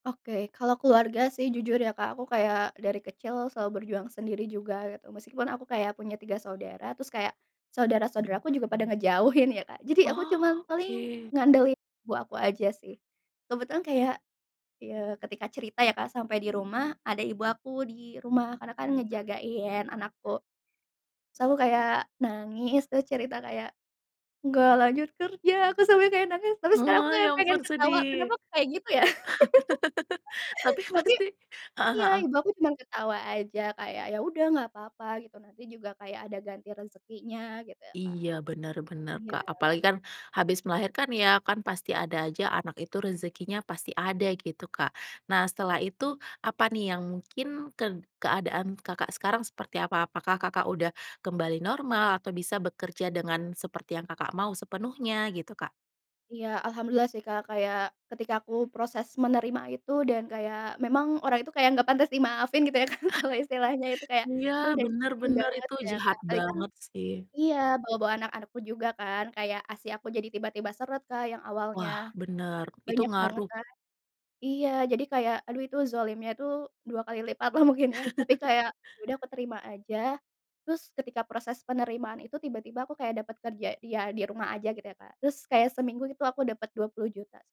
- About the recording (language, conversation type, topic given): Indonesian, podcast, Bisakah kamu menceritakan momen saat kamu terjatuh dan kemudian bangkit lagi?
- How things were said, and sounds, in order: other street noise; sad: "Nggak lanjut kerja, aku sampai kayak nangis"; laugh; laughing while speaking: "Tapi pasti"; laugh; chuckle; laughing while speaking: "kan?"; laughing while speaking: "lah, mungkin"; chuckle